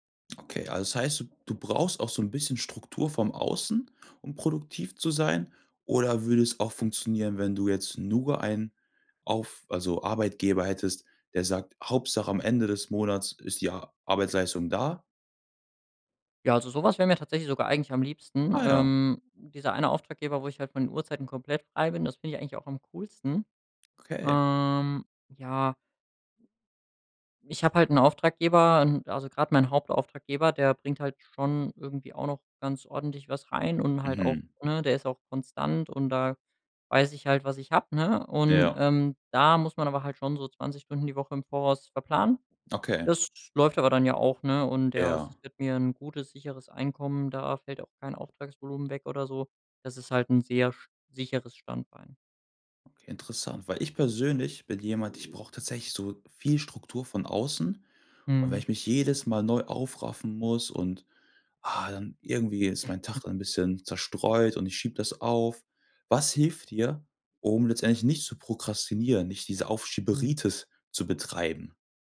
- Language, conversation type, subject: German, podcast, Was hilft dir, zu Hause wirklich produktiv zu bleiben?
- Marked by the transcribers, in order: other background noise; anticipating: "Ah"; put-on voice: "wenn ich mich jedes Mal … schiebe das auf"; stressed: "jedes"; chuckle